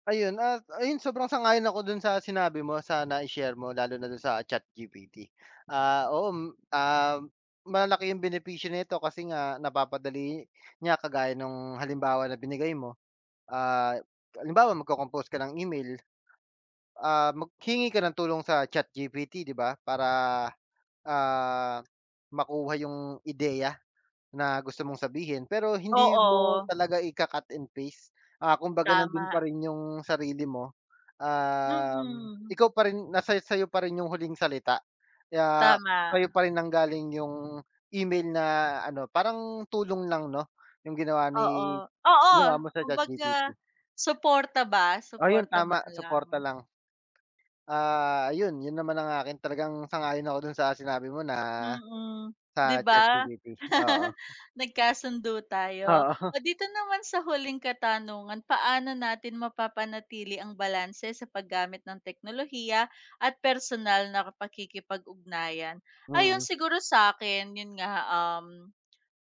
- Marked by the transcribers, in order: laughing while speaking: "Oo"
- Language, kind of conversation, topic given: Filipino, unstructured, Paano nakaaapekto ang teknolohiya sa ating kakayahang makipag-usap nang harapan?